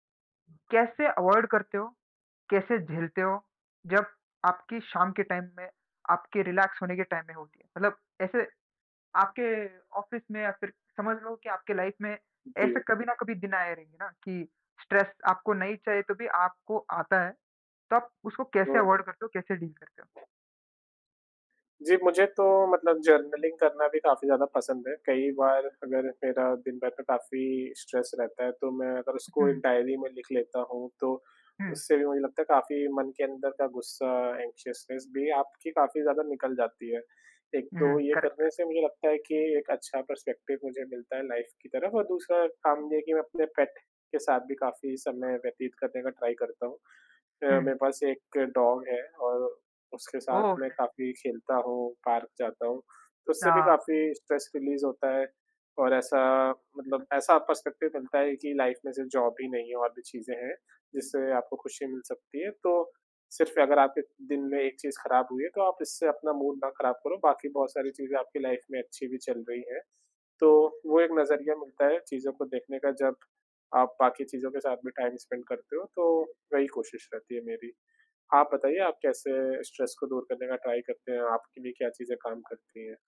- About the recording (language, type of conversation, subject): Hindi, unstructured, आप अपनी शाम को अधिक आरामदायक कैसे बनाते हैं?
- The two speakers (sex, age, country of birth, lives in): male, 20-24, India, India; male, 25-29, India, India
- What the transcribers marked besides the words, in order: in English: "अवॉइड"; in English: "टाइम"; in English: "रिलैक्स"; in English: "टाइम"; in English: "ऑफिस"; in English: "लाइफ"; in English: "स्ट्रेस"; in English: "अवॉइड"; in English: "डील"; in English: "जर्नलिंग"; in English: "स्ट्रेस"; in English: "एंक्शसनेस"; in English: "करेक्ट-करेक्ट"; in English: "पर्स्पेक्टिव"; in English: "लाइफ़"; in English: "पेट"; other background noise; in English: "ट्राई"; in English: "डॉग"; unintelligible speech; in English: "स्ट्रेस रिलीज़"; in English: "पर्स्पेक्टिव"; in English: "लाइफ़"; in English: "जॉब"; in English: "मूड"; in English: "लाइफ़"; in English: "टाइम स्पेंड"; in English: "स्ट्रेस"; in English: "ट्राई"